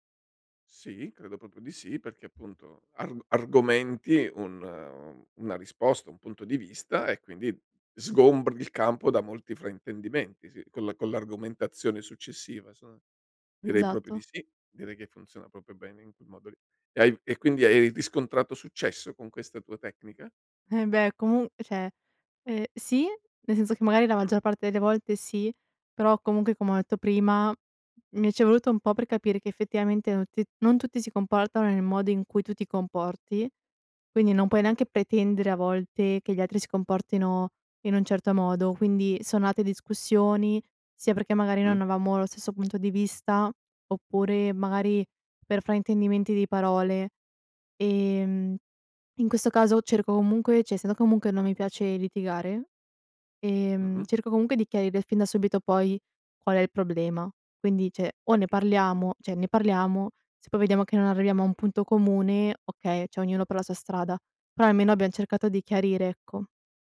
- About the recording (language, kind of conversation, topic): Italian, podcast, Perché la chiarezza nelle parole conta per la fiducia?
- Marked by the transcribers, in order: "proprio" said as "propo"; other background noise; "proprio" said as "propio"; "proprio" said as "propio"; "cioè" said as "ceh"; "cioè" said as "ceh"; "cioè" said as "ceh"; "cioè" said as "ceh"; "cioè" said as "ceh"